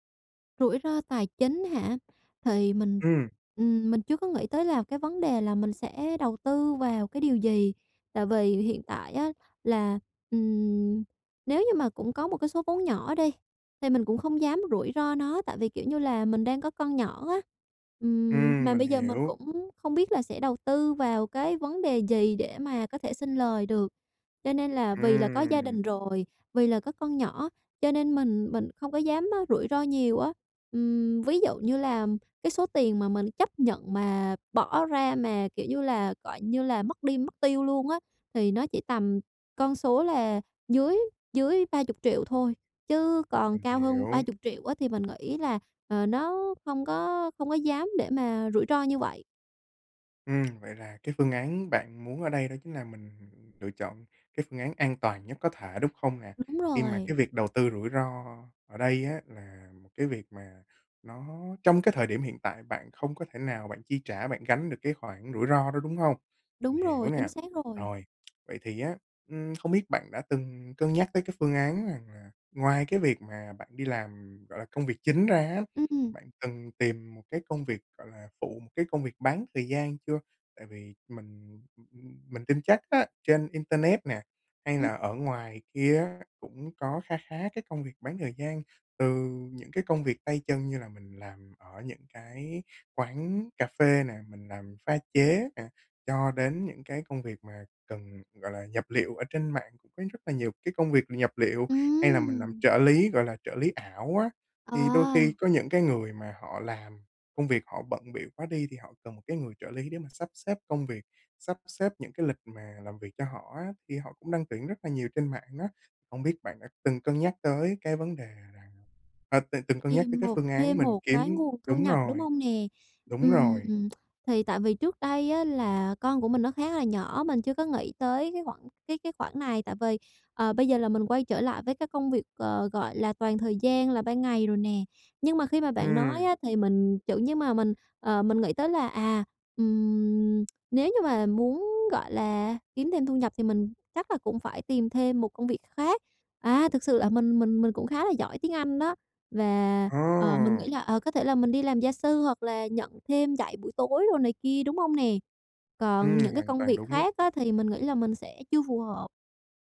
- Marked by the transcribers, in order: tapping; other background noise; tsk
- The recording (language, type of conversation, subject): Vietnamese, advice, Bạn cần chuẩn bị tài chính thế nào trước một thay đổi lớn trong cuộc sống?